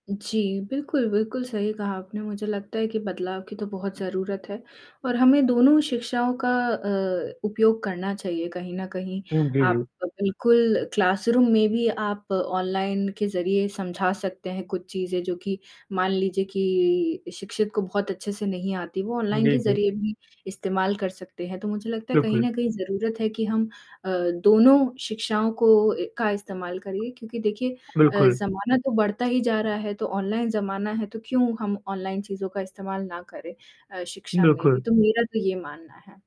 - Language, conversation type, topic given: Hindi, unstructured, क्या आपको लगता है कि ऑनलाइन पढ़ाई क्लासरूम की पढ़ाई से बेहतर है?
- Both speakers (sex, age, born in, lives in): female, 25-29, India, France; male, 25-29, India, India
- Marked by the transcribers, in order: static; in English: "क्लासरूम"